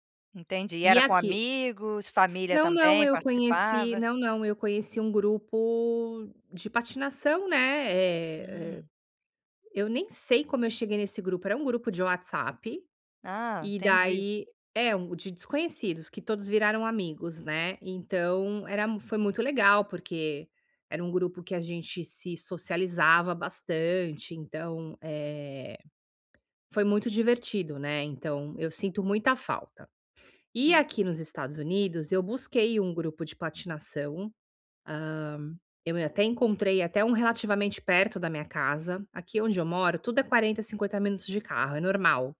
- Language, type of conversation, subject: Portuguese, advice, Como posso encontrar tempo e motivação para meus hobbies?
- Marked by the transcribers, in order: none